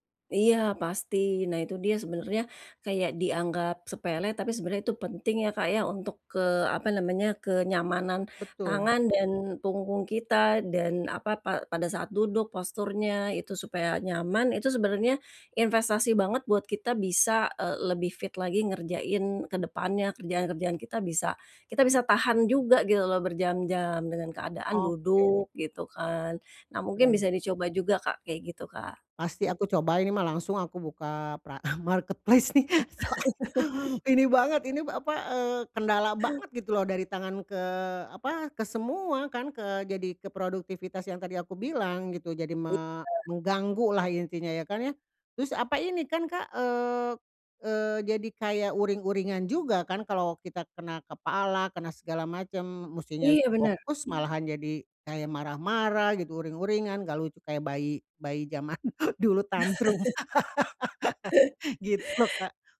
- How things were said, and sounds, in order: laughing while speaking: "marketplace nih soalnya"; in English: "marketplace"; laugh; other background noise; laugh; laughing while speaking: "jaman dulu tantrum"; laugh
- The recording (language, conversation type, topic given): Indonesian, advice, Bagaimana cara mengurangi kebiasaan duduk berjam-jam di kantor atau di rumah?